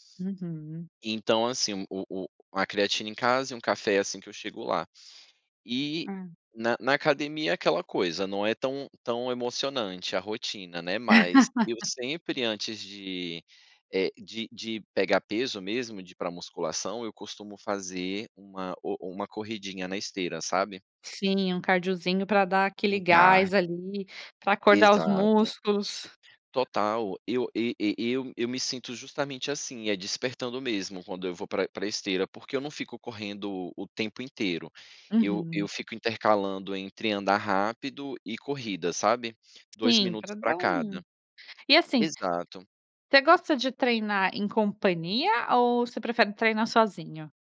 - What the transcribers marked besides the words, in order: tapping; laugh; other background noise
- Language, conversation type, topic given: Portuguese, podcast, Como é sua rotina matinal para começar bem o dia?